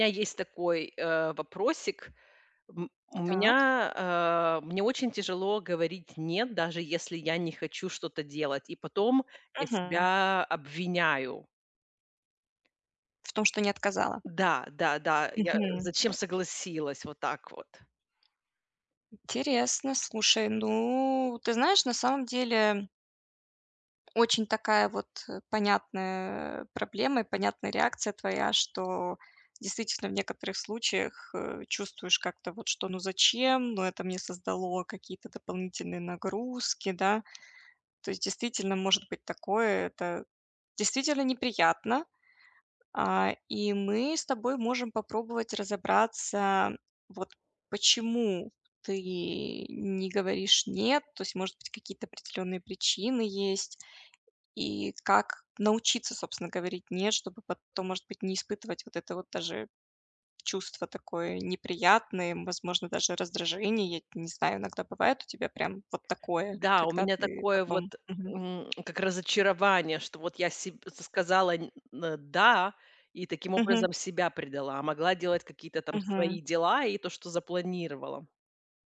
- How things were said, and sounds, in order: other background noise; tapping; other noise
- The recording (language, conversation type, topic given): Russian, advice, Как мне уважительно отказывать и сохранять уверенность в себе?